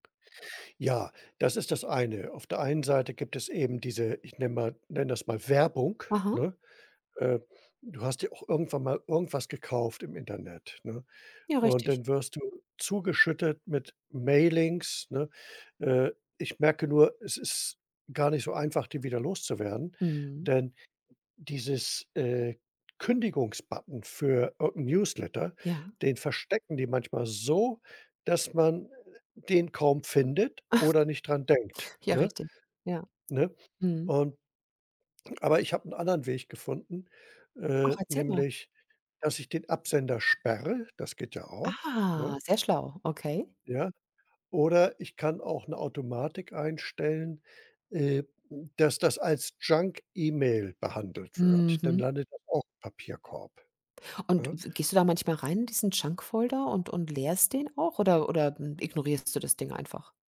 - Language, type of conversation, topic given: German, podcast, Welche Tricks hast du, um dein E‑Mail‑Postfach übersichtlich zu halten?
- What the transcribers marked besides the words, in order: chuckle